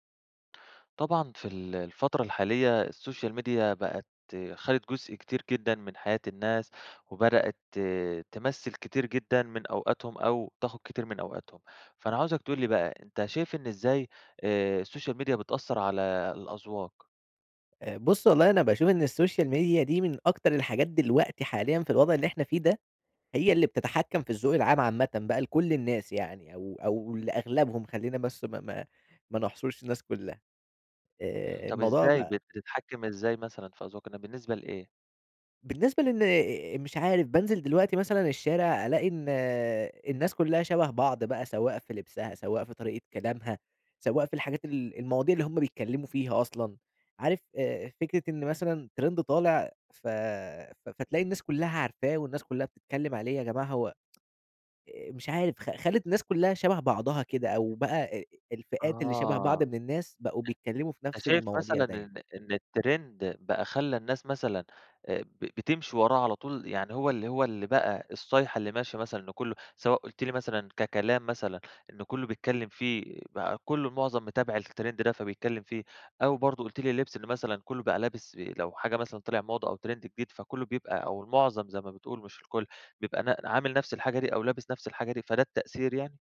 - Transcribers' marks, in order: in English: "السوشيال ميديا"; in English: "السوشيال ميديا"; in English: "السوشيال ميديا"; in English: "ترند"; tsk; tapping; in English: "الترند"; in English: "الترند"; in English: "ترند"
- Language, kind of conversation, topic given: Arabic, podcast, ازاي السوشيال ميديا بتأثر على أذواقنا؟